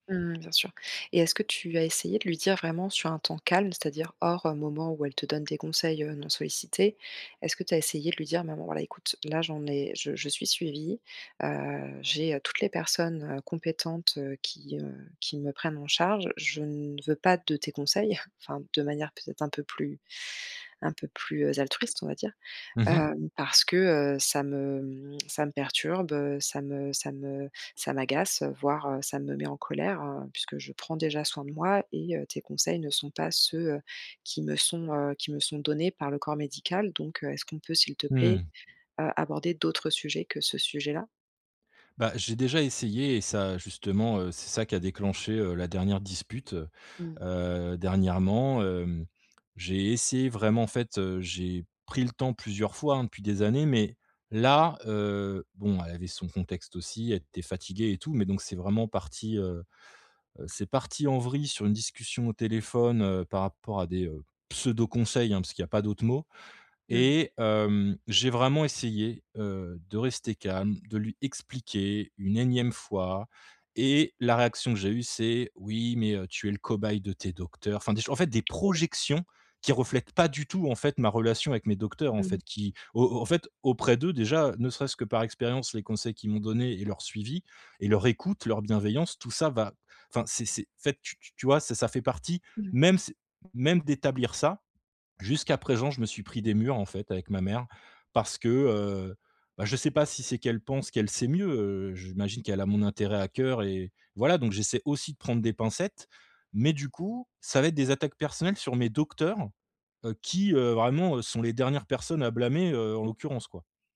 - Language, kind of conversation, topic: French, advice, Comment réagir lorsque ses proches donnent des conseils non sollicités ?
- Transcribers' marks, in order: chuckle; tapping; tongue click; stressed: "là"; stressed: "pseudos"; other background noise; stressed: "projections"; stressed: "écoute"